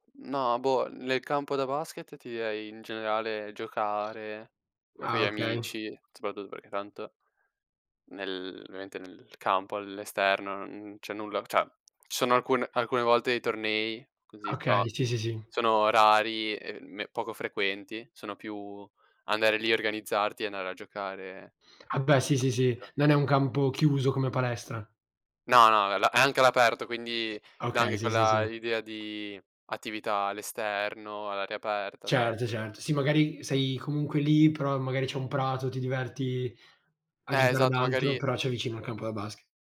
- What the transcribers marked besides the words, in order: "direi" said as "diei"; other background noise; "cioè" said as "ceh"
- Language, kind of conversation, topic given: Italian, unstructured, Qual è il posto che ti ha fatto sentire più felice?